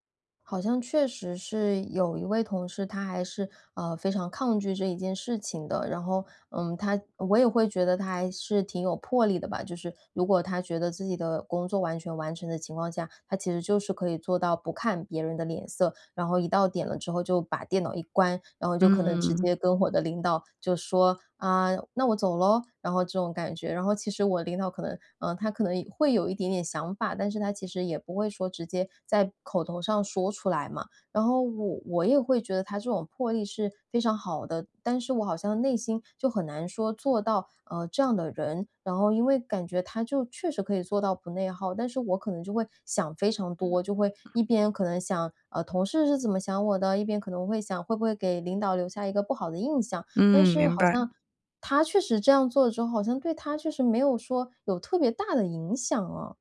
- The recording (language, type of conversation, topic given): Chinese, advice, 如何拒绝加班而不感到内疚？
- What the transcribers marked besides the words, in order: laughing while speaking: "我"; throat clearing